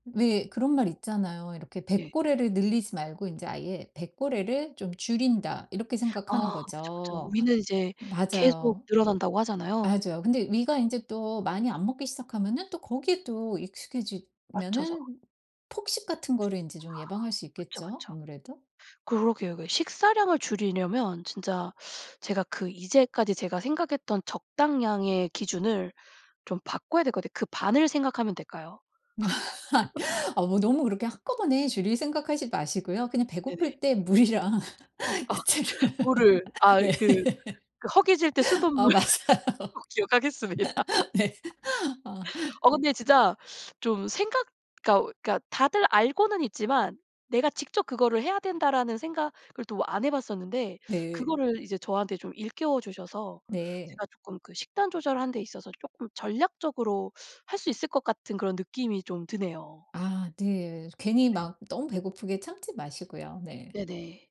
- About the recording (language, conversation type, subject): Korean, advice, 식사량을 줄이려고 하는데 자주 허기질 때 어떻게 하면 좋을까요?
- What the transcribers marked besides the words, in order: laugh; other background noise; laughing while speaking: "물이랑 야채를 네"; laughing while speaking: "수돗물 꼭 기억하겠습니다"; tapping; laugh; laughing while speaking: "맞아요. 네"; laugh